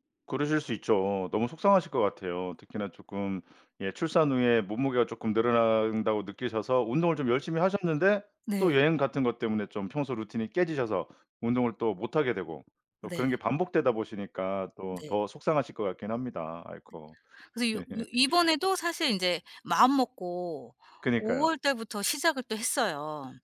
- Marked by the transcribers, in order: other background noise; laugh
- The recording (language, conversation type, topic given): Korean, advice, 출장이나 여행 때문에 운동 루틴이 자주 깨질 때 어떻게 유지할 수 있을까요?